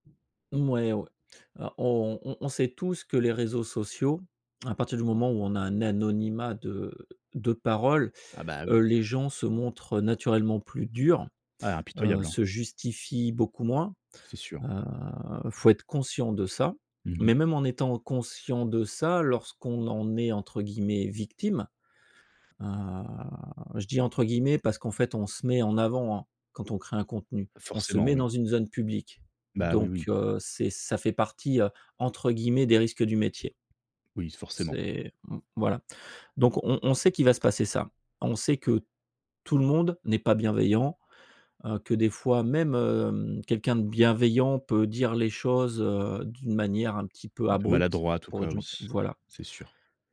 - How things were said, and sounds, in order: drawn out: "heu"
- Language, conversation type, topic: French, podcast, Comment gardes-tu la motivation sur un projet de longue durée ?